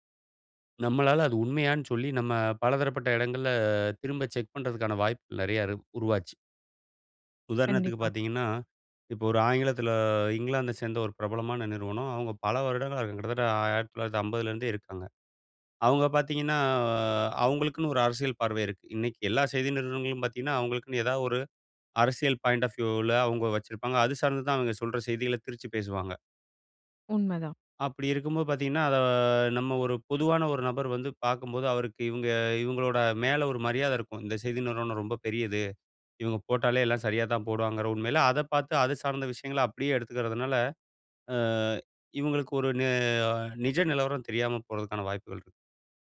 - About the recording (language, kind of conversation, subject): Tamil, podcast, செய்தி ஊடகங்கள் நம்பகமானவையா?
- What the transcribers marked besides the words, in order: in English: "பாய்ண்ட் ஆஃப் வியூவ்ல"